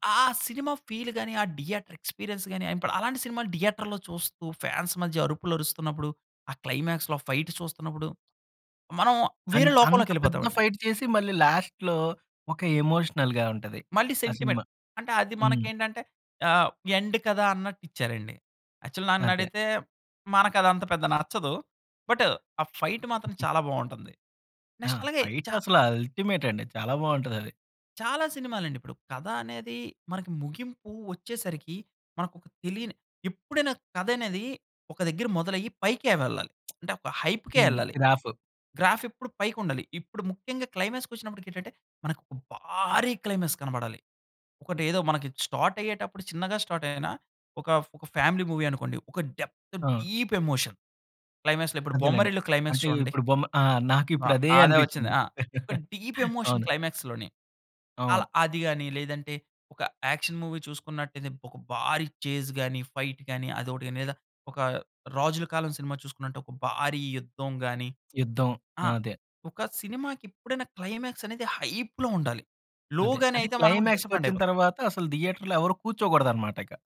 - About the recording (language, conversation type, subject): Telugu, podcast, సినిమా ముగింపు బాగుంటే ప్రేక్షకులపై సినిమా మొత్తం ప్రభావం ఎలా మారుతుంది?
- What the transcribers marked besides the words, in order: in English: "ఫీల్"; in English: "థియేటర్ ఎక్స్పీరియన్స్"; in English: "థియేటర్‌లో"; in English: "ఫ్యాన్స్"; in English: "క్లైమాక్స్‌లో"; in English: "అండ్"; in English: "ఫైట్"; in English: "లాస్ట్‌లో"; in English: "ఎమోషనల్‌గా"; in English: "సెంటిమెంట్"; in English: "ఎండ్"; in English: "యాక్చుల్"; in English: "బట్"; in English: "ఫైట్"; chuckle; in English: "నెక్స్ట్"; in English: "ఫైట్"; in English: "అల్టిమెట్"; lip smack; in English: "హైప్‌కే"; in English: "గ్రాఫ్"; in English: "క్లైమాక్స్"; stressed: "భారీ"; in English: "క్లైమాక్స్"; in English: "స్టార్ట్"; in English: "స్టార్ట్"; in English: "ఫ్యామిలీ మూవీ"; in English: "డెప్త్ డీప్ ఎమోషన్. క్లైమాక్స్‌లో"; stressed: "డీప్ ఎమోషన్"; in English: "క్లైమాక్స్"; in English: "డీప్ ఎమోషన్ క్లైమాక్స్‌లోని"; stressed: "డీప్"; chuckle; in English: "యాక్షన్ మూవీ"; stressed: "భారీ"; in English: "చేస్"; in English: "ఫైట్"; in English: "క్లైమాక్స్"; in English: "హైప్‌లో"; in English: "లో"; in English: "డిసప్పోయింట్"; in English: "క్లైమాక్స్"; in English: "థియేటర్‌లో"